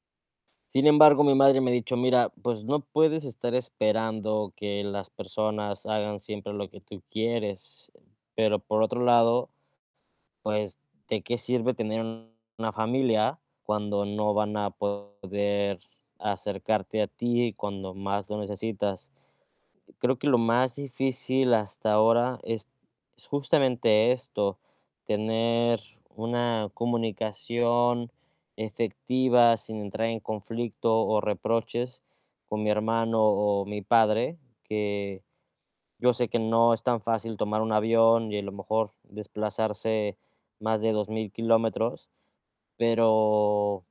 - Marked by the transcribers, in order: static; other background noise; distorted speech
- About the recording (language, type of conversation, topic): Spanish, advice, ¿Cómo puedo equilibrar las expectativas de mi familia con mis deseos personales?